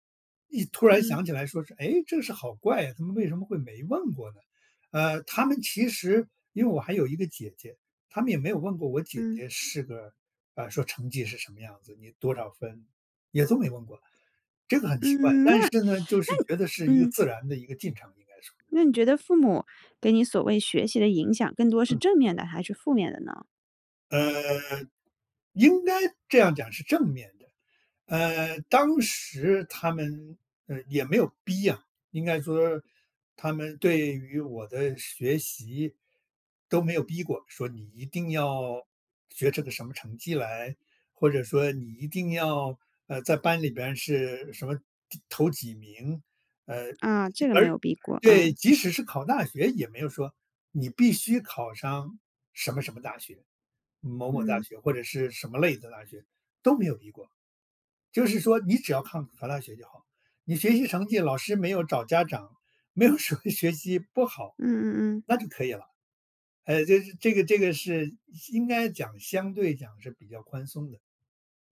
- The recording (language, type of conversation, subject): Chinese, podcast, 家人对你的学习有哪些影响？
- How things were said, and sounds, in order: laughing while speaking: "没有什么"